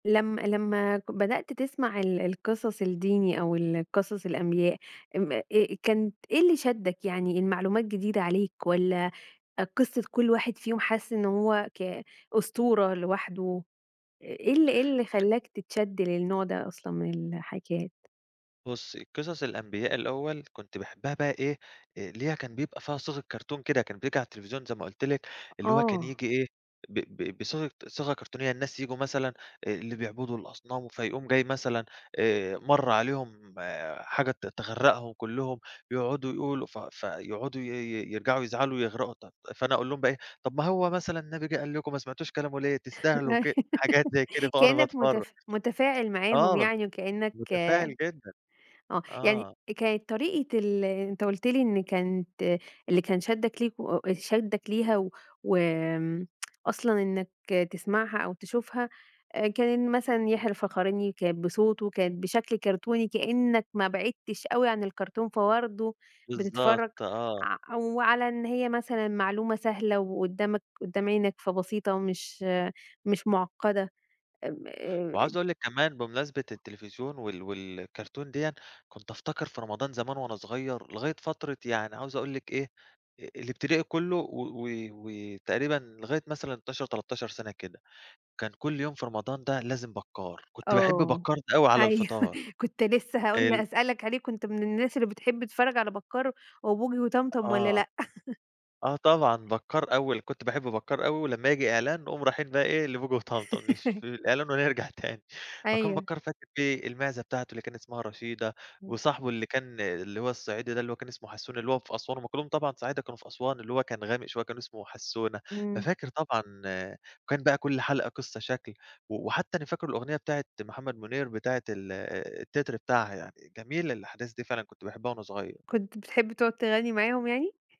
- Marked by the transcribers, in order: unintelligible speech; in English: "cartoon"; in English: "كرتونية"; giggle; laughing while speaking: "أيوة"; in English: "كرتوني"; in English: "الكرتون"; other background noise; in English: "والcartoon"; laughing while speaking: "أيوه"; laugh; chuckle; unintelligible speech; tapping
- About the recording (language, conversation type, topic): Arabic, podcast, إيه الكتب أو القصص اللي كنت بتحب تقراها وإنت صغير؟